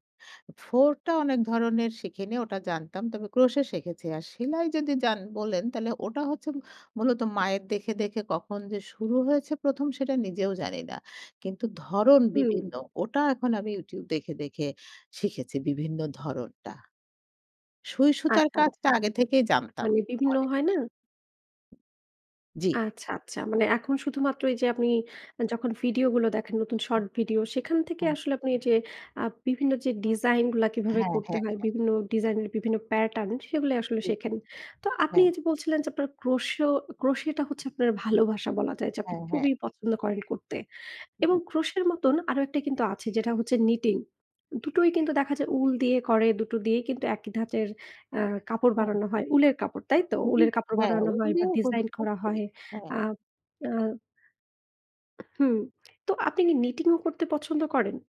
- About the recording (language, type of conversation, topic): Bengali, podcast, শর্ট ভিডিও কি আপনার আগ্রহ বাড়িয়েছে?
- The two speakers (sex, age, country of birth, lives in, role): female, 35-39, Bangladesh, Germany, host; female, 55-59, Bangladesh, Bangladesh, guest
- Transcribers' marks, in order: other background noise; tapping; other noise; unintelligible speech